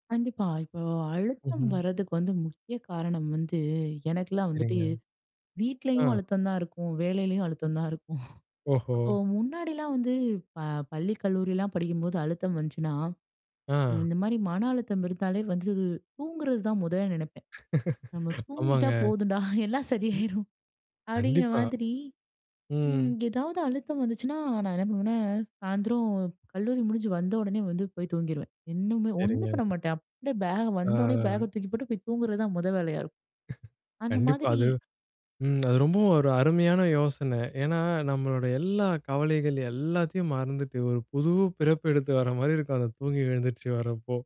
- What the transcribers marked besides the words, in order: tapping; other noise; snort; laugh; laughing while speaking: "போதும்டா. எல்லாம் சரியாயிரும்"; chuckle
- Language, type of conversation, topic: Tamil, podcast, மனஅழுத்தமான ஒரு நாளுக்குப் பிறகு நீங்கள் என்ன செய்கிறீர்கள்?
- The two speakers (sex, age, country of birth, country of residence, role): female, 25-29, India, India, guest; male, 20-24, India, India, host